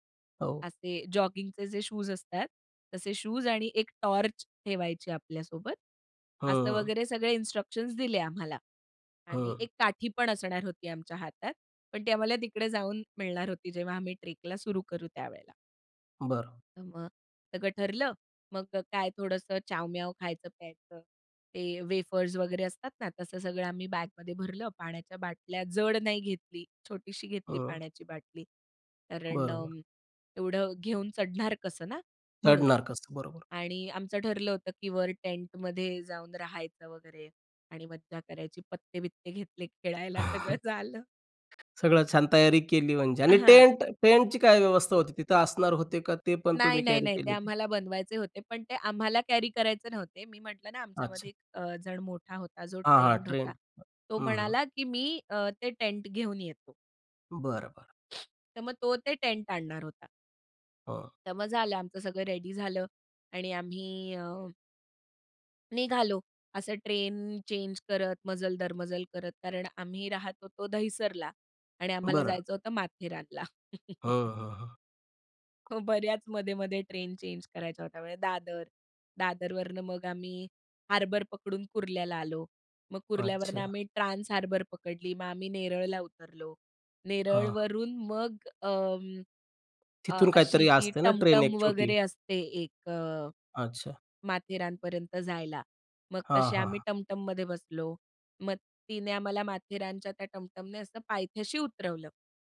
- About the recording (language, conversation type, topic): Marathi, podcast, प्रवासात कधी हरवल्याचा अनुभव सांगशील का?
- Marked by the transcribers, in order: in English: "इन्स्ट्रक्शन्स"; in English: "वेफर्स"; tapping; in English: "टेंट"; laughing while speaking: "खेळायला, सगळं झालं"; chuckle; other noise; in English: "टेंट टेंट"; in English: "ट्रेंड"; in English: "टेंट"; inhale; in English: "टेंट"; laughing while speaking: "माथेरानला"; chuckle; laughing while speaking: "हो, बऱ्याच"